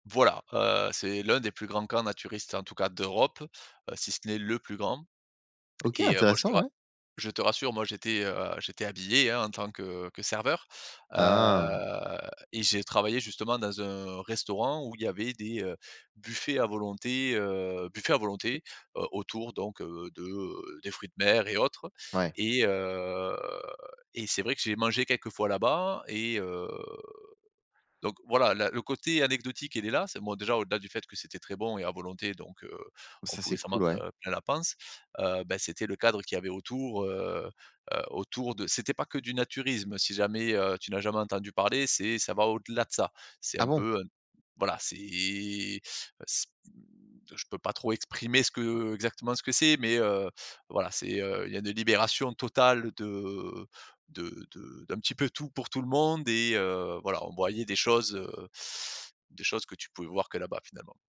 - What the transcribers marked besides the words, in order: stressed: "le"; drawn out: "Ah"; drawn out: "heu"; other background noise; drawn out: "un"; drawn out: "heu"; drawn out: "heu"; drawn out: "c'est"; drawn out: "de"
- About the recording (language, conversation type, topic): French, podcast, Peux-tu me parler d’un souvenir marquant lié à une saison ?